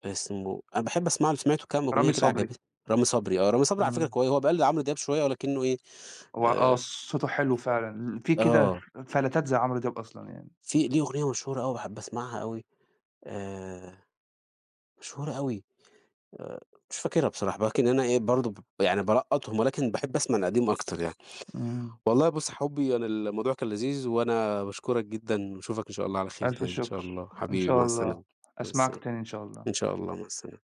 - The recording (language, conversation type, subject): Arabic, unstructured, إيه هي الأغنية اللي بتفكّرك بلحظة سعيدة؟
- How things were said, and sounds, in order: unintelligible speech; other background noise; tapping